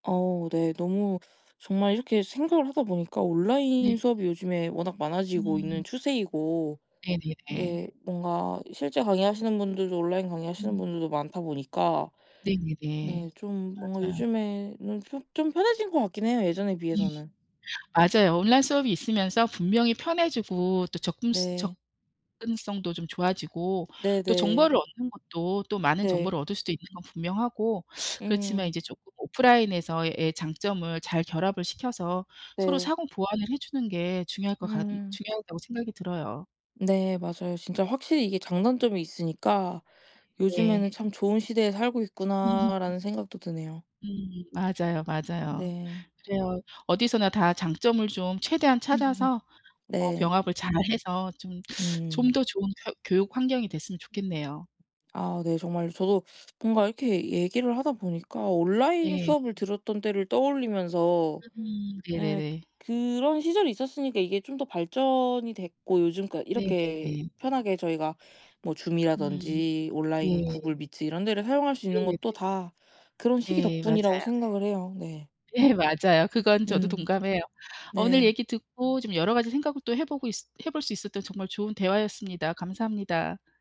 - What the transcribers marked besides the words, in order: tapping; other background noise; laugh; laughing while speaking: "네"
- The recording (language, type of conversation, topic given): Korean, unstructured, 온라인 수업이 대면 수업과 어떤 점에서 다르다고 생각하나요?